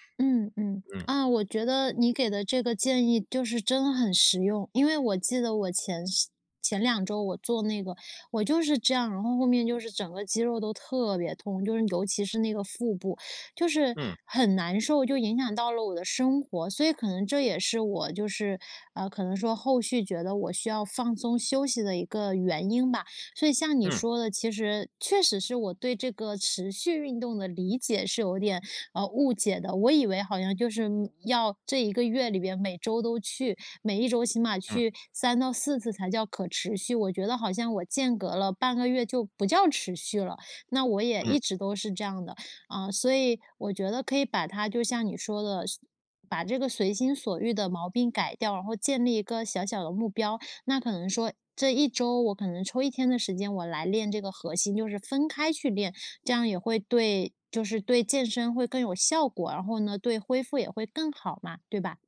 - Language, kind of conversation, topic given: Chinese, advice, 我怎样才能建立可持续、长期稳定的健身习惯？
- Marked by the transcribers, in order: other background noise; tapping